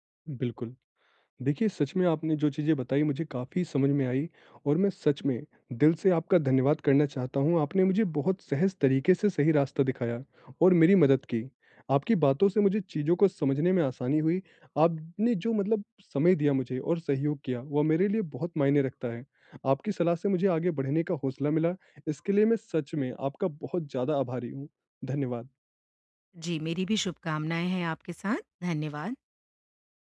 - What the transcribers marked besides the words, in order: none
- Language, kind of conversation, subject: Hindi, advice, मैं दोस्ती में अपने प्रयास और अपेक्षाओं को कैसे संतुलित करूँ ताकि दूरी न बढ़े?